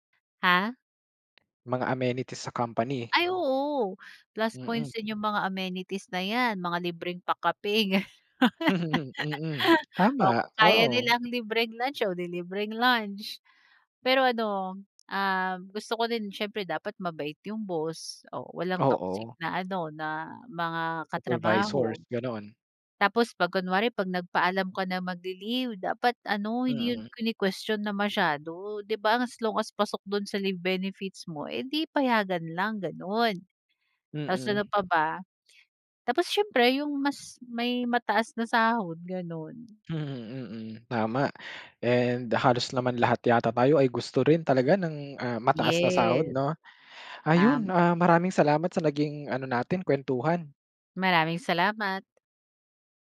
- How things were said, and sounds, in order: laughing while speaking: "ganun"; laugh; laughing while speaking: "Mm"
- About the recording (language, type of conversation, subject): Filipino, podcast, Anong simpleng nakagawian ang may pinakamalaking epekto sa iyo?